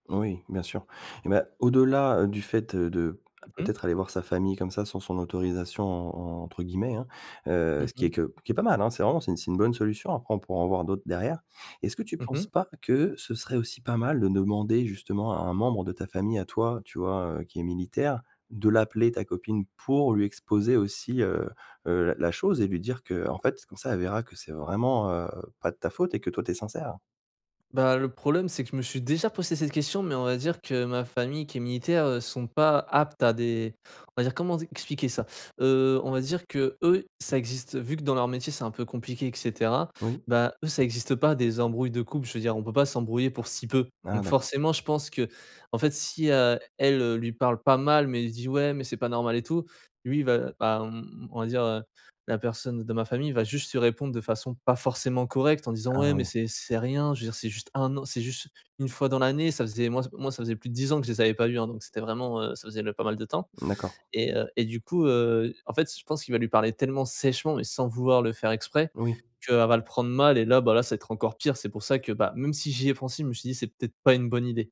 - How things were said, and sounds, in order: other background noise
- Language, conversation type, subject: French, advice, Comment puis-je m’excuser sincèrement après une dispute ?